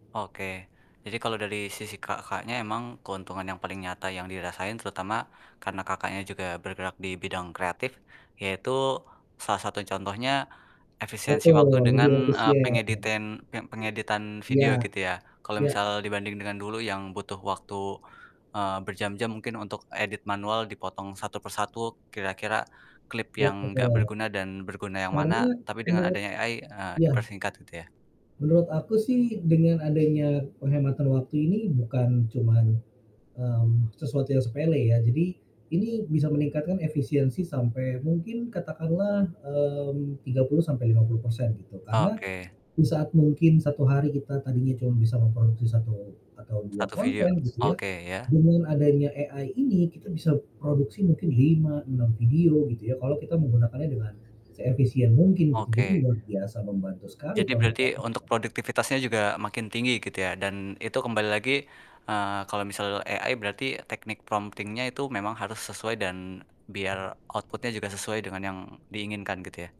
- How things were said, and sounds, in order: static; distorted speech; other background noise; in English: "AI"; in English: "AI"; in English: "AI"; in English: "prompting-nya"; in English: "output-nya"
- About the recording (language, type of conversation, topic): Indonesian, podcast, Menurut Anda, apa saja keuntungan dan kerugian jika hidup semakin bergantung pada asisten kecerdasan buatan?